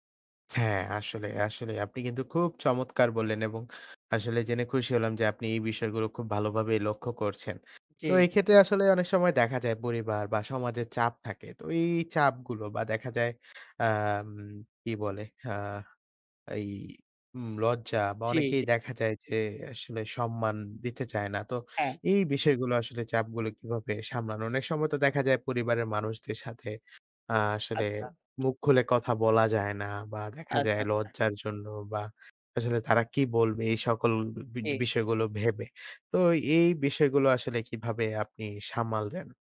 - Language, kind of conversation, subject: Bengali, podcast, তুমি কীভাবে ব্যর্থতা থেকে ফিরে আসো?
- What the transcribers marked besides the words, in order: horn